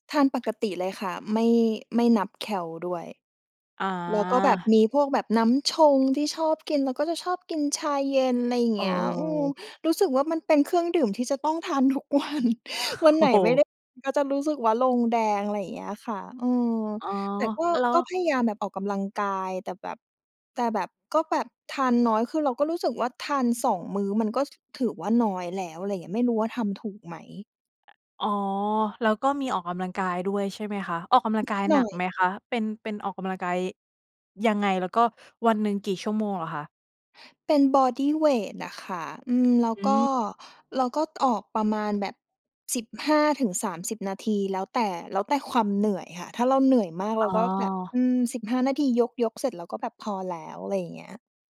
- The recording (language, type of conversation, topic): Thai, advice, อยากลดน้ำหนักแต่หิวยามดึกและกินจุบจิบบ่อย ควรทำอย่างไร?
- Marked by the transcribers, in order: laughing while speaking: "ทุกวัน"; other noise; laughing while speaking: "โอ้โฮ"